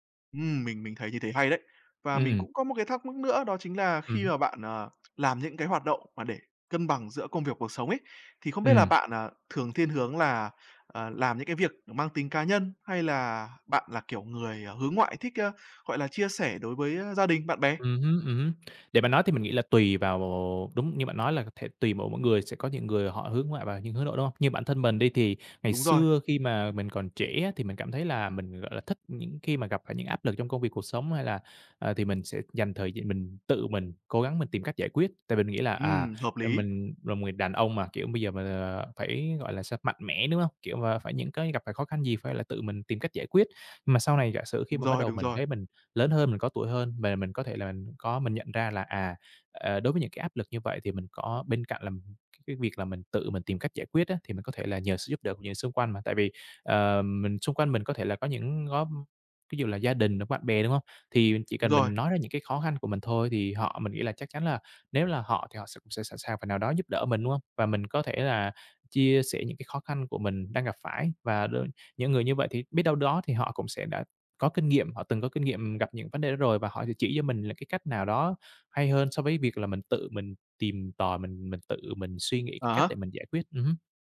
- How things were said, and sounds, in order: tapping; other background noise
- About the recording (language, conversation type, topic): Vietnamese, podcast, Bạn cân bằng công việc và cuộc sống như thế nào?